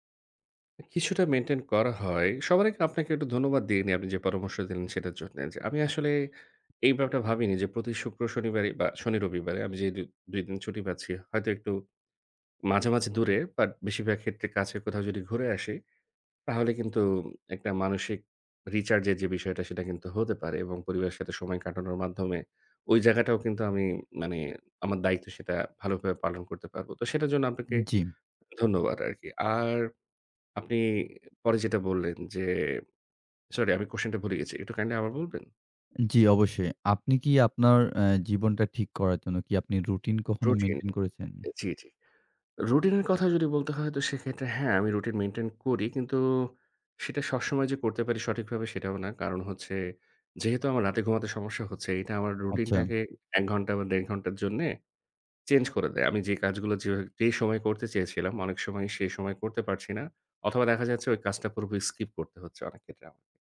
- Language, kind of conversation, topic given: Bengali, advice, নিয়মিত ক্লান্তি ও বার্নআউট কেন অনুভব করছি এবং কীভাবে সামলাতে পারি?
- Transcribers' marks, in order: in English: "রিচার্জ"; tapping; in English: "কাইন্ডলি"; in English: "স্কিপ"